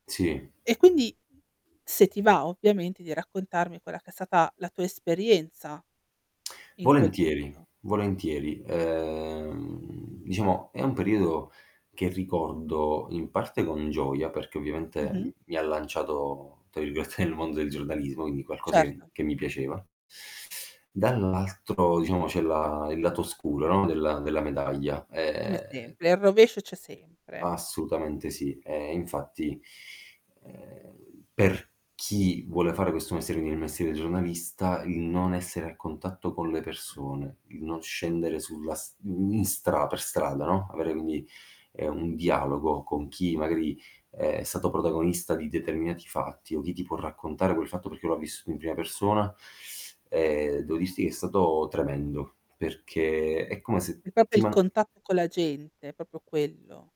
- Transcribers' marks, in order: static; tapping; other background noise; distorted speech; drawn out: "Uhm"; laughing while speaking: "virgolette"; drawn out: "Ehm"; drawn out: "ehm"; teeth sucking; drawn out: "ehm"; "proprio" said as "popio"; "proprio" said as "popio"
- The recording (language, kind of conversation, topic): Italian, podcast, Preferisci creare in gruppo o da solo, e perché?